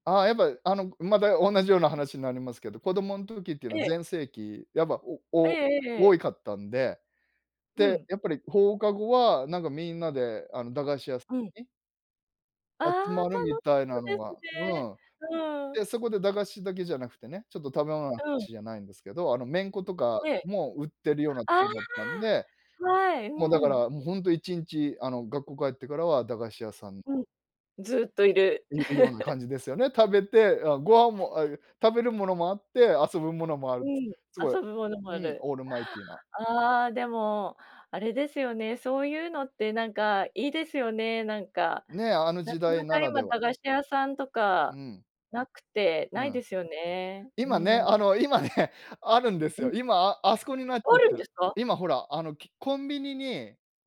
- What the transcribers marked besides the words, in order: tapping; "楽しそう" said as "たのそ"; other noise; chuckle; laughing while speaking: "あの、今ね"; surprised: "あるんですか？"
- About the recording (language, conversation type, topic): Japanese, podcast, 子どもの頃、いちばん印象に残っている食べ物の思い出は何ですか？